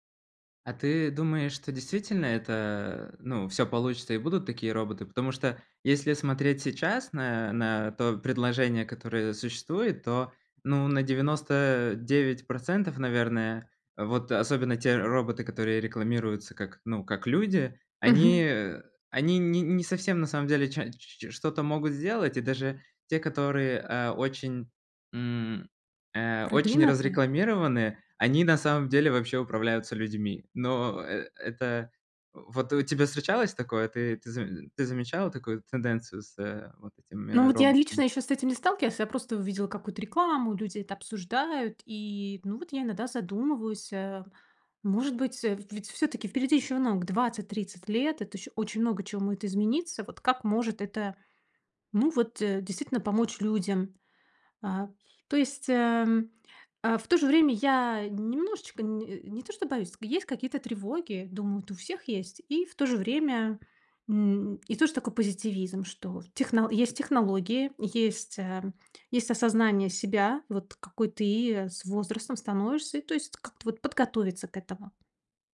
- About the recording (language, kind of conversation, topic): Russian, advice, Как мне справиться с неопределённостью в быстро меняющемся мире?
- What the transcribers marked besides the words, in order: other background noise